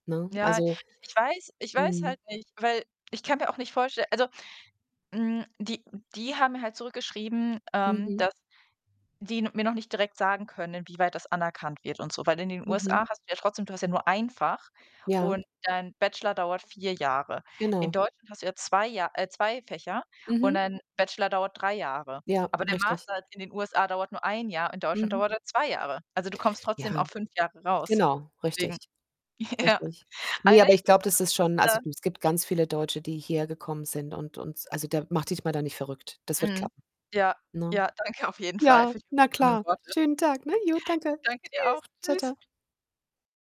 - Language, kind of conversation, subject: German, unstructured, Was tust du, wenn du dich ungerecht behandelt fühlst?
- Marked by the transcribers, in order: other background noise; distorted speech; laughing while speaking: "ja"; unintelligible speech; laughing while speaking: "Fall"